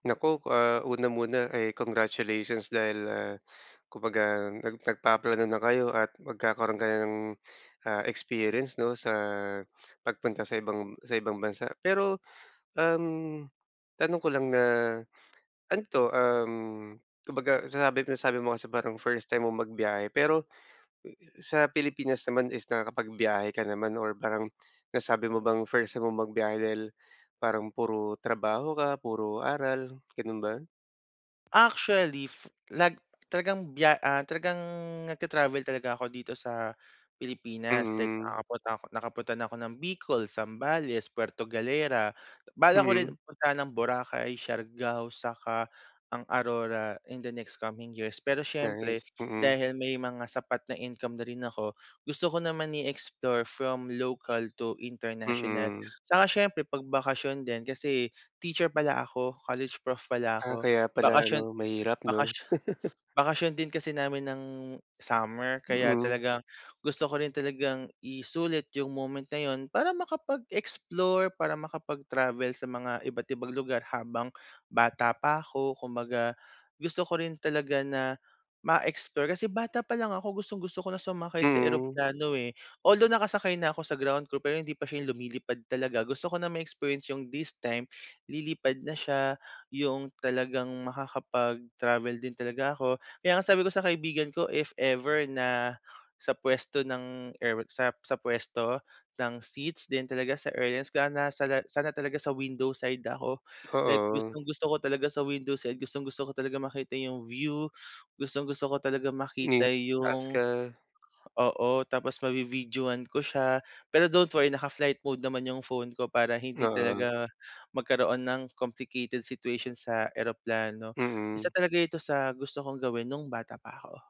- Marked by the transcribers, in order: in English: "in the next coming years"; other background noise; in English: "from local to international"; laugh; in English: "ground crew"; in English: "complicated situation"
- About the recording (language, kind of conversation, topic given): Filipino, advice, Paano ko malalampasan ang kaba kapag naglilibot ako sa isang bagong lugar?